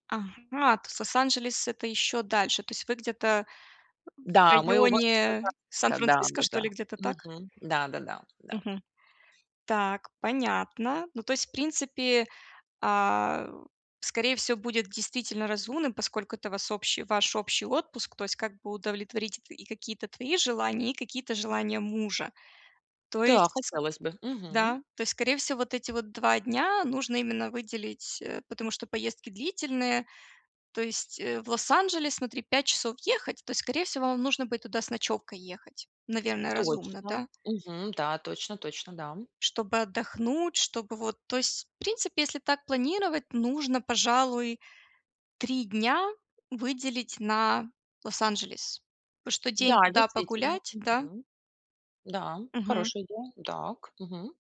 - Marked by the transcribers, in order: other background noise; tapping
- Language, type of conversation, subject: Russian, advice, Как эффективно провести короткий отпуск и успеть исследовать место?
- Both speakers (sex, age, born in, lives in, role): female, 35-39, Ukraine, United States, advisor; female, 35-39, Ukraine, United States, user